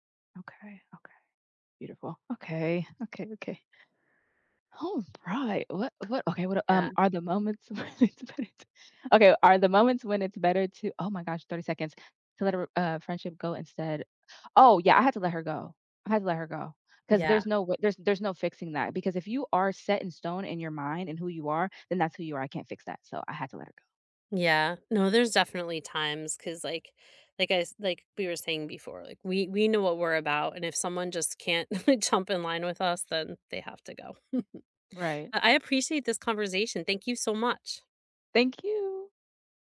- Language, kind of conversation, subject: English, unstructured, How do you rebuild a friendship after a big argument?
- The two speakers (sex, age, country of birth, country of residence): female, 30-34, United States, United States; female, 50-54, United States, United States
- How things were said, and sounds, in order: other background noise; laughing while speaking: "when it's better to"; chuckle; chuckle